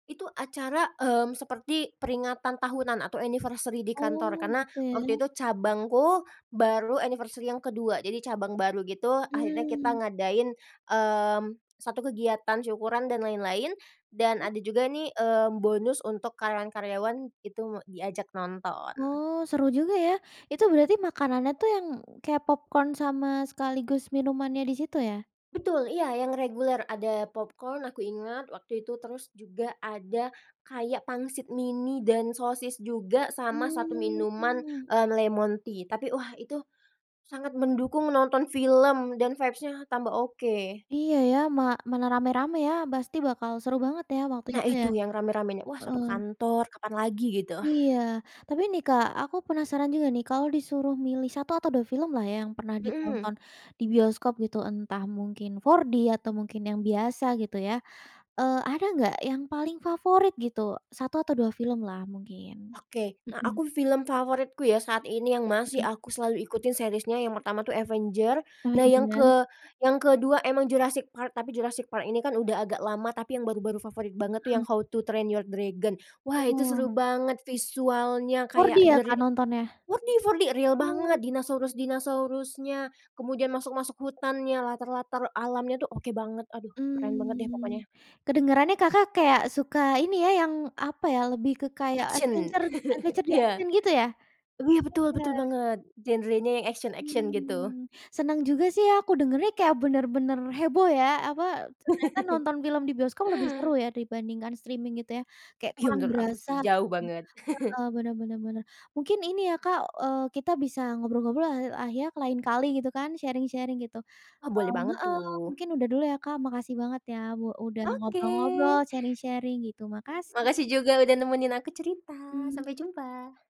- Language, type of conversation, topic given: Indonesian, podcast, Bagaimana pengalaman menonton di bioskop dibandingkan menonton di rumah lewat layanan streaming?
- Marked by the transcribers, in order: tapping; in English: "anniversary"; in English: "anniversary"; other background noise; in English: "vibes-nya"; in English: "four D"; in English: "series-nya"; unintelligible speech; in English: "four D"; in English: "the re four D four D! Real"; laugh; laugh; in English: "streaming"; chuckle; in English: "sharing-sharing"; in English: "sharing-sharing"